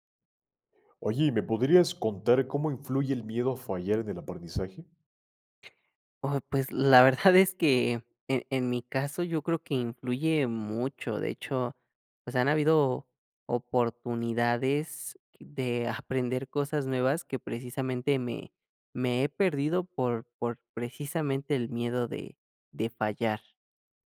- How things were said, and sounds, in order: none
- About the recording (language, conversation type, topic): Spanish, podcast, ¿Cómo influye el miedo a fallar en el aprendizaje?